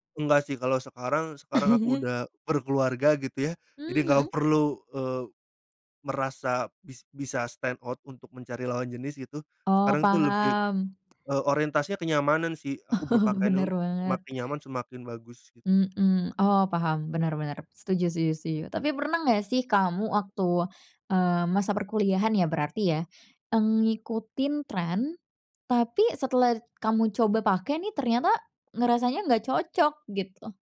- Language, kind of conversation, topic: Indonesian, podcast, Dari mana biasanya kamu mendapatkan inspirasi untuk penampilanmu?
- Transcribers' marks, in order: chuckle; in English: "stand out"; laughing while speaking: "Oh"; other background noise; "setuju-" said as "suyu"; "setuju" said as "suyu"